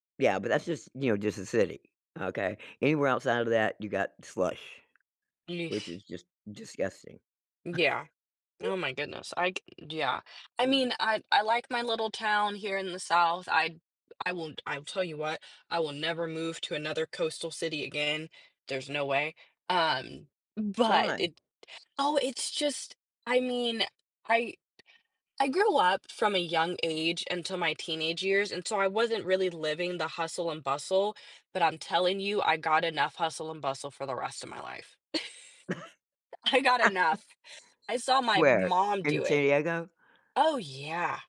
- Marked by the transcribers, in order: chuckle; tapping; chuckle; chuckle; laughing while speaking: "I"
- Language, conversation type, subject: English, unstructured, Which do you prefer, summer or winter?
- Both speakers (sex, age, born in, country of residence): female, 20-24, United States, United States; female, 65-69, United States, United States